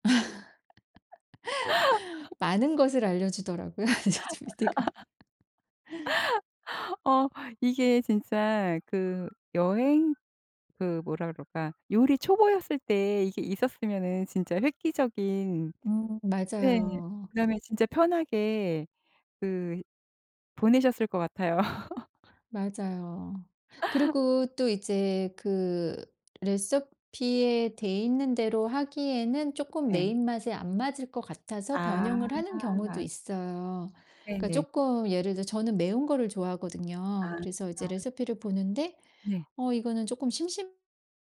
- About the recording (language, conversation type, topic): Korean, podcast, 레시피를 변형할 때 가장 중요하게 생각하는 점은 무엇인가요?
- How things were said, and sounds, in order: laugh; laughing while speaking: "주더라고요 이제 저 PD가"; laugh; other background noise; tapping; laugh